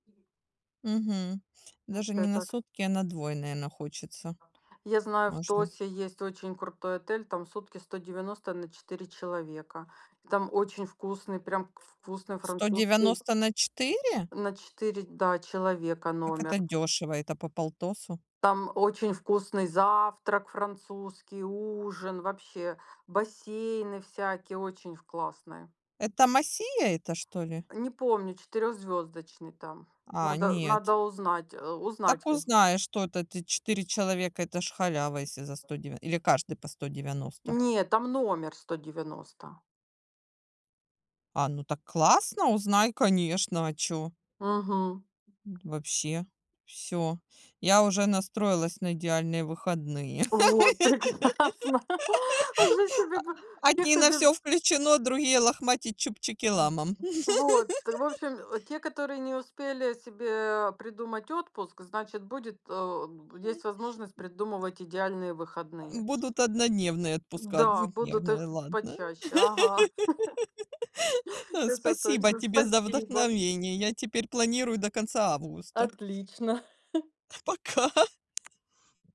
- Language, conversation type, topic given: Russian, unstructured, Что для тебя идеальный выходной?
- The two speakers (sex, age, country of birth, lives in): female, 45-49, Ukraine, Spain; female, 45-49, Ukraine, Spain
- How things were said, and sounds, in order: other noise; other background noise; tapping; background speech; laughing while speaking: "прекрасно жить себе по"; laugh; laugh; laugh; chuckle; chuckle; laughing while speaking: "Пока"